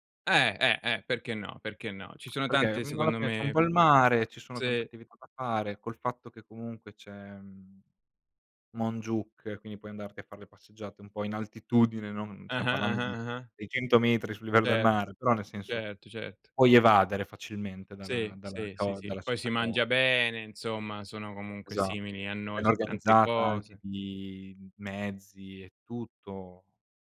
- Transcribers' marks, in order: lip smack; "quindi" said as "quini"; tapping
- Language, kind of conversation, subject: Italian, unstructured, Cosa preferisci tra mare, montagna e città?